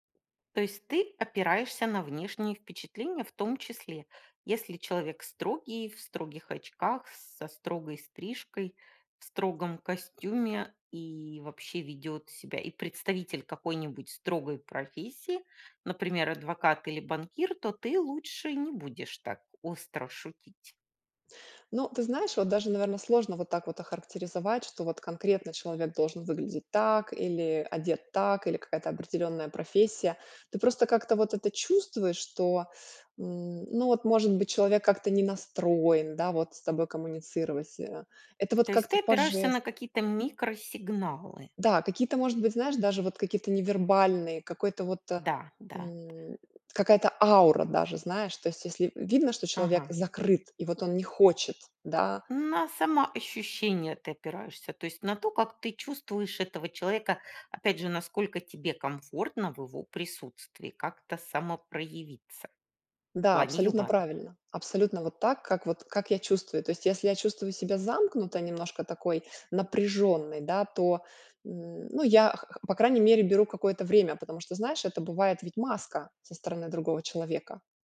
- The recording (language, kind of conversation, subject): Russian, podcast, Как вы используете юмор в разговорах?
- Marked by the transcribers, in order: other background noise